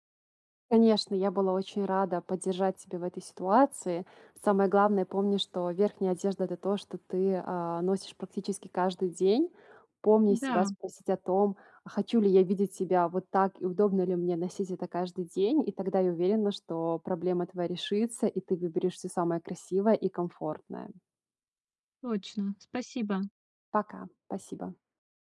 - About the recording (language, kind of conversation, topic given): Russian, advice, Как найти одежду, которая будет одновременно удобной и стильной?
- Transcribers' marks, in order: tapping